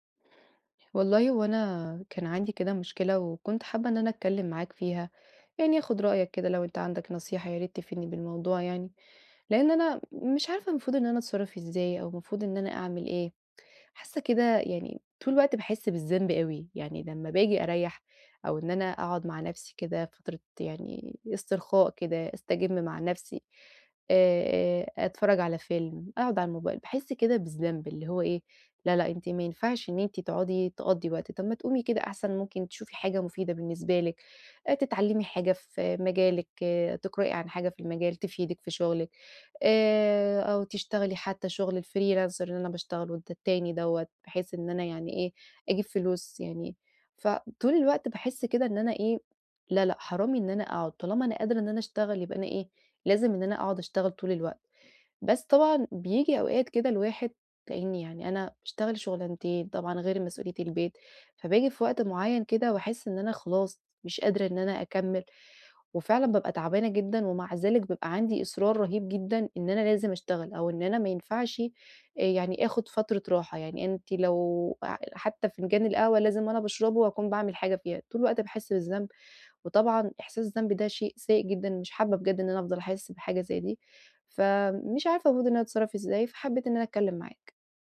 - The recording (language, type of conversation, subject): Arabic, advice, إزاي أبطل أحس بالذنب لما أخصص وقت للترفيه؟
- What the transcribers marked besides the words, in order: in English: "الFreelancer"